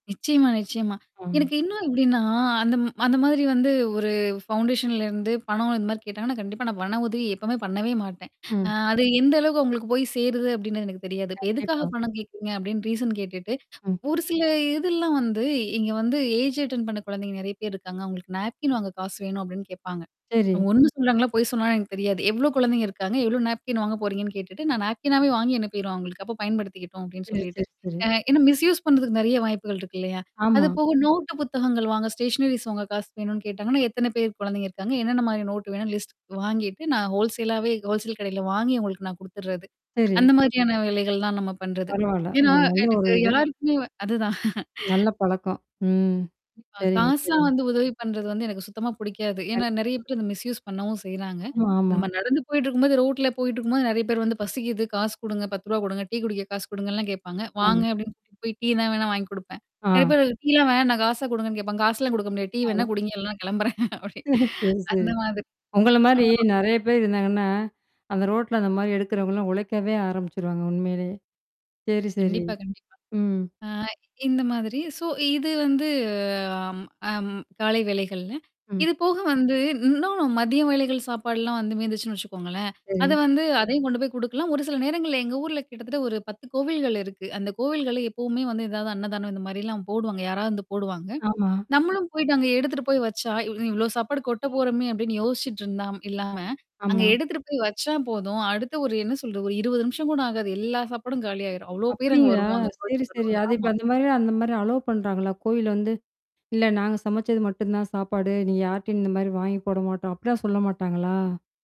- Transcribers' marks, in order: other background noise; in English: "ஃபவுண்டேஷன்ல"; tapping; distorted speech; in English: "ரீசன்"; in English: "ஏஜ்"; in English: "மிஸ் யூஸ்"; in English: "ஸ்டேஷனரீஸ்"; in English: "லிஸ்ட்"; in English: "ஹோல்சேல்"; other noise; in English: "மிஸ்யூஸ்"; chuckle; laugh; static; in English: "சோ"
- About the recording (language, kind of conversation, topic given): Tamil, podcast, ஒரு விருந்து முடிந்த பிறகு மீதமுள்ள உணவை நீங்கள் எப்படிப் பயன்படுத்துவீர்கள்?